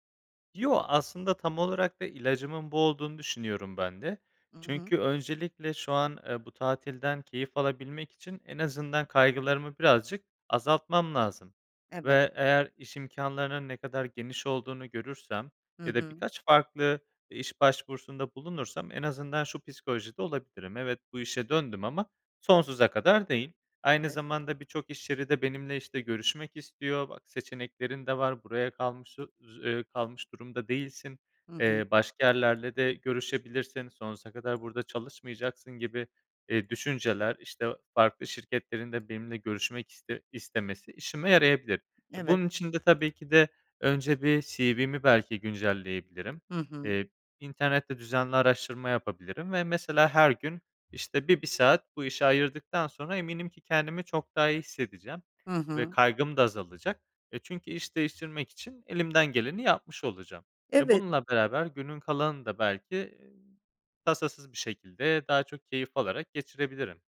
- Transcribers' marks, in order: unintelligible speech; tapping
- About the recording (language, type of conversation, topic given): Turkish, advice, İşten tükenmiş hissedip işe geri dönmekten neden korkuyorsun?